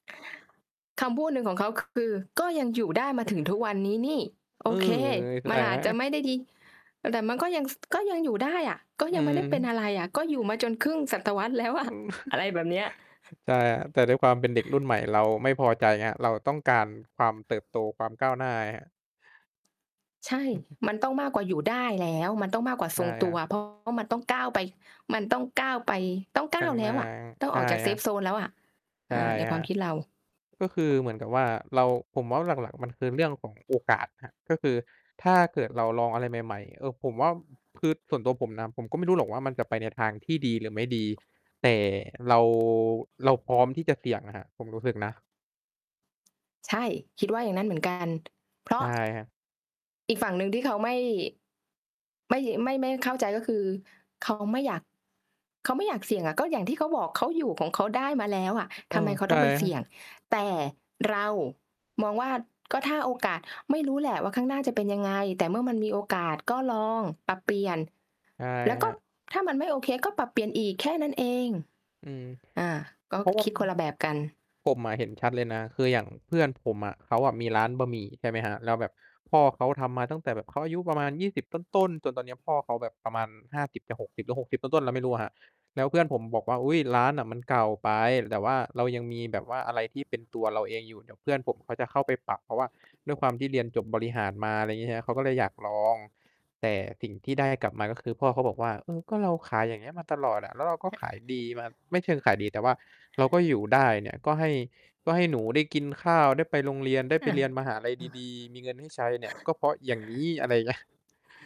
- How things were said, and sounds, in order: distorted speech; chuckle; laughing while speaking: "แล้วอะ"; tapping; chuckle; in English: "Safe zone"; mechanical hum; stressed: "ลอง"; unintelligible speech; unintelligible speech; laughing while speaking: "อะไรอย่างเงี้ย"
- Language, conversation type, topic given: Thai, unstructured, คุณคิดว่าประชาชนควรมีส่วนร่วมทางการเมืองมากแค่ไหน?